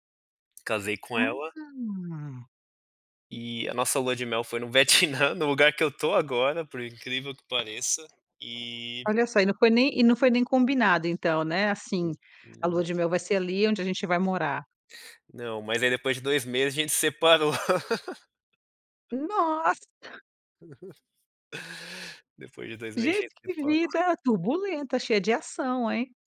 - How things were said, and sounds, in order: laugh
- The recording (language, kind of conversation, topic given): Portuguese, podcast, Como foi o momento em que você se orgulhou da sua trajetória?